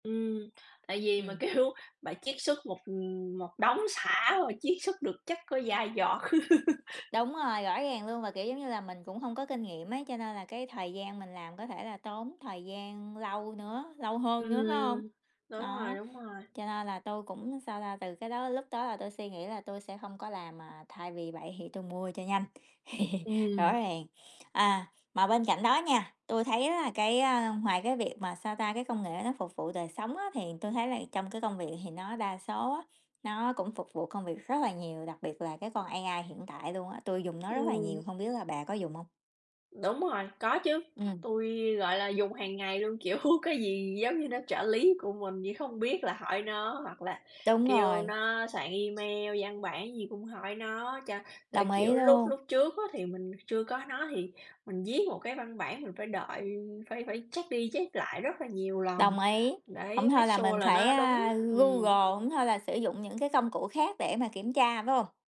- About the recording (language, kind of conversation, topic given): Vietnamese, unstructured, Có công nghệ nào khiến bạn cảm thấy thật sự hạnh phúc không?
- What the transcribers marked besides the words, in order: laughing while speaking: "kêu"; chuckle; other background noise; chuckle; tapping; in English: "A-I"; bird; laughing while speaking: "kiểu"; in English: "check"; in English: "make sure"